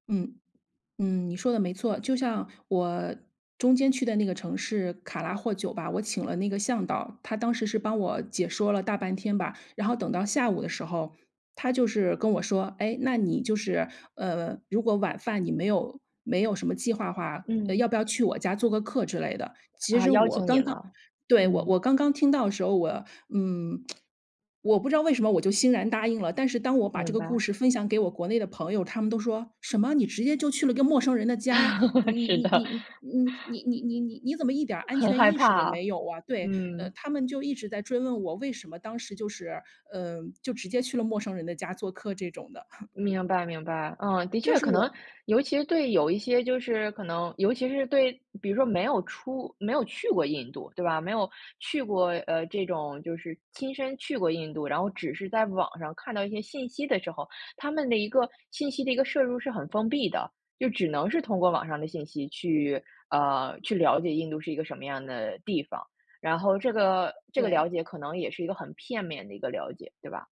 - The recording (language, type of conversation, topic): Chinese, podcast, 有没有哪次经历让你特别难忘？
- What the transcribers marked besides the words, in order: lip smack; laugh; laughing while speaking: "是的"; chuckle; chuckle